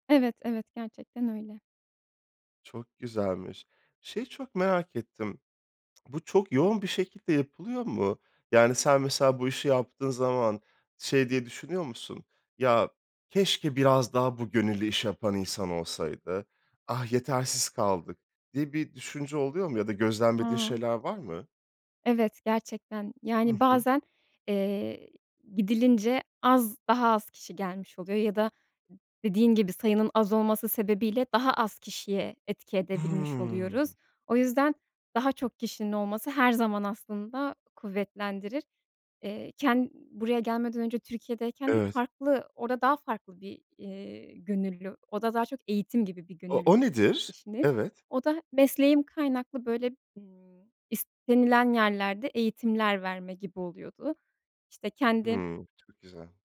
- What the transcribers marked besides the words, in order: lip smack
- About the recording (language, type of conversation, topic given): Turkish, podcast, İnsanları gönüllü çalışmalara katılmaya nasıl teşvik edersin?